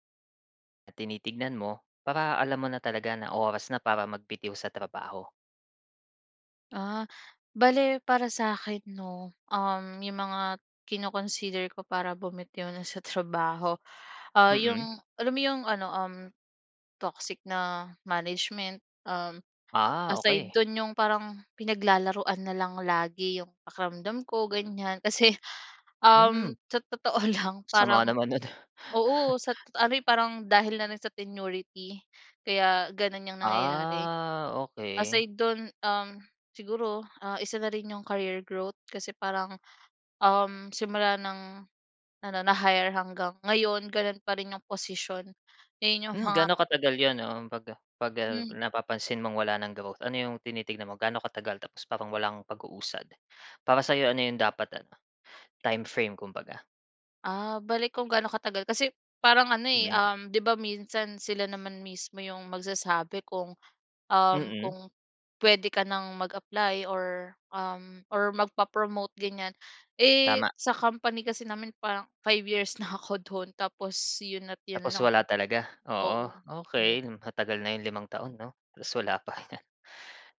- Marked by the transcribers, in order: laughing while speaking: "sa totoo lang parang"; chuckle; drawn out: "Ah"
- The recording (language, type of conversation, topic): Filipino, podcast, Ano ang mga palatandaan na panahon nang umalis o manatili sa trabaho?